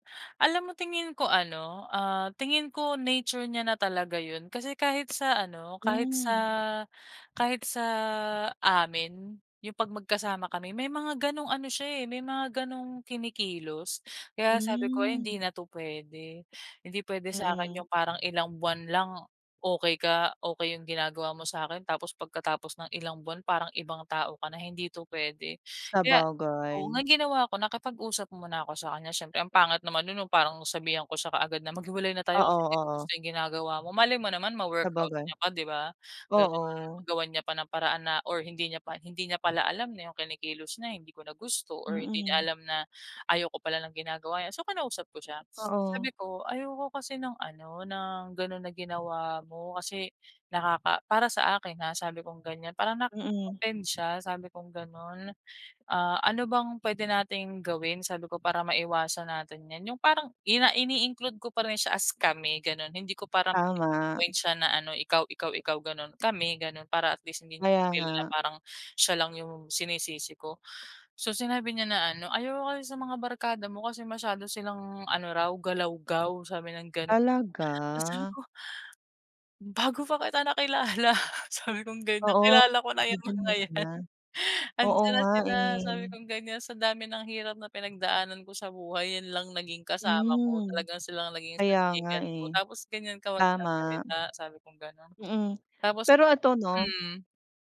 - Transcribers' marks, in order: other background noise; stressed: "kami"; drawn out: "Talaga?"; laughing while speaking: "nakilala sabi kong ganyan, Kilala ko na yang mga yan"; chuckle; drawn out: "eh"
- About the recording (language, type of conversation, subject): Filipino, podcast, Paano mo malalaman kung tama ang isang relasyon para sa’yo?